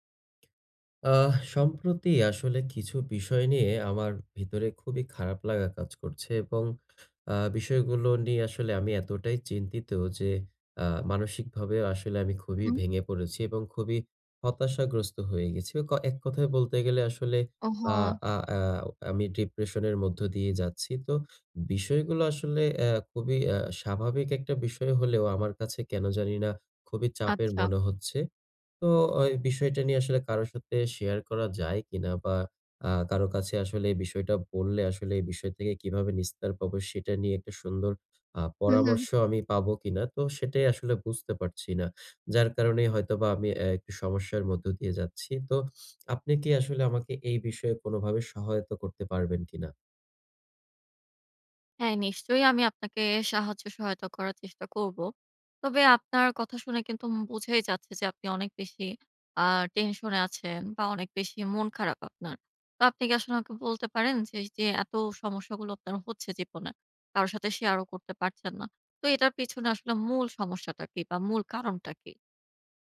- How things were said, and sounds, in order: in English: "ডিপ্রেশন"; in English: "টেনশন"
- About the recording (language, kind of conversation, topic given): Bengali, advice, অর্থ নিয়ে কথোপকথন শুরু করতে আমার অস্বস্তি কাটাব কীভাবে?